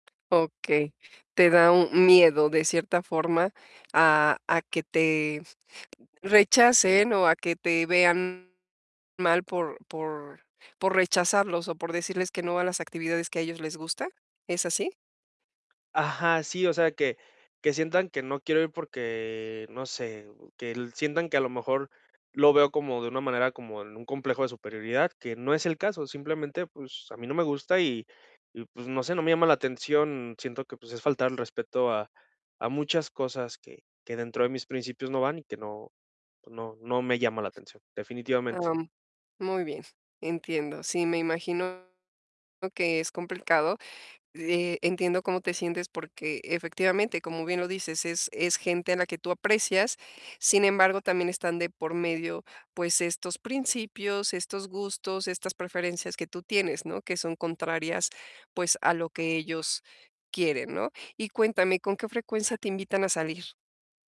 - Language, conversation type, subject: Spanish, advice, ¿Cómo puedo decir que no a planes sin dañar mis amistades?
- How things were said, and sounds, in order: tapping; other noise; distorted speech